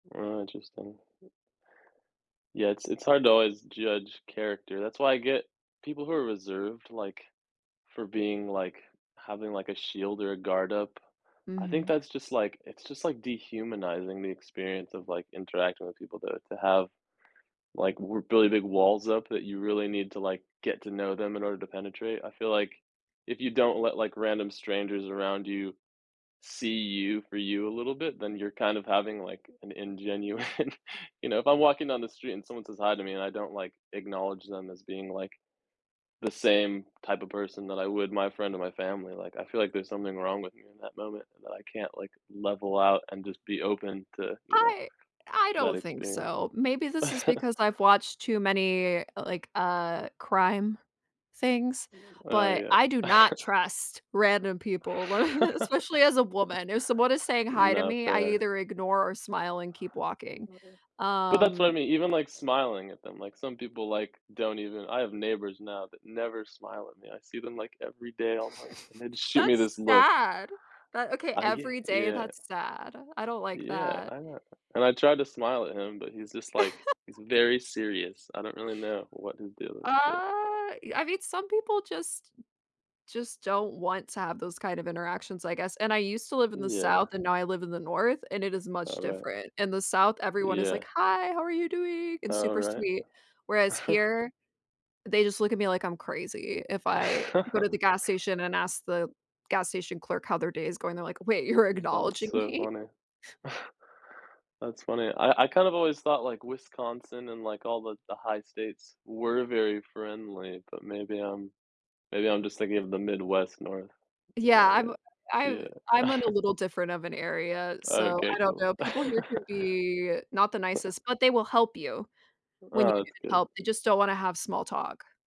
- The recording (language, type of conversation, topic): English, unstructured, How do you approach difficult conversations with sensitivity and understanding?
- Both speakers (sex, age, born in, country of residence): female, 35-39, United States, United States; male, 30-34, United States, United States
- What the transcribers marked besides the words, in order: other background noise; laughing while speaking: "ingenuine"; chuckle; chuckle; laugh; other noise; chuckle; chuckle; drawn out: "Uh"; tapping; chuckle; chuckle; laughing while speaking: "me?"; scoff; scoff; chuckle; scoff